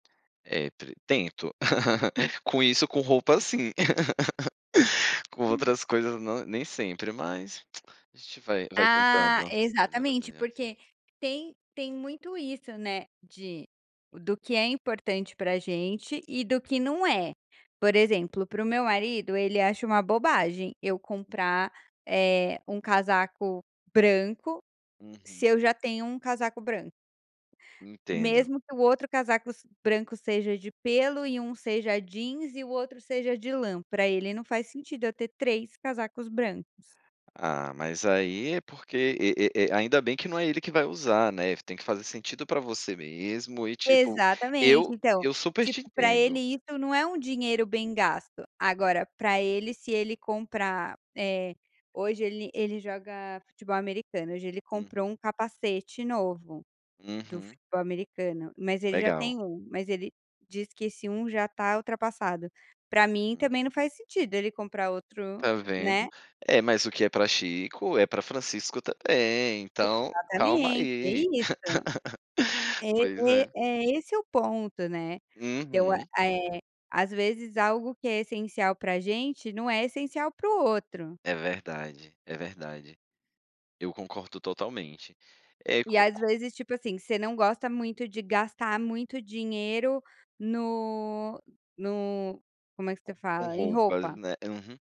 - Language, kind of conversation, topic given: Portuguese, podcast, Como você decide o que é essencial no guarda-roupa?
- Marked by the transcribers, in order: chuckle; laugh; giggle; "concordo" said as "concorto"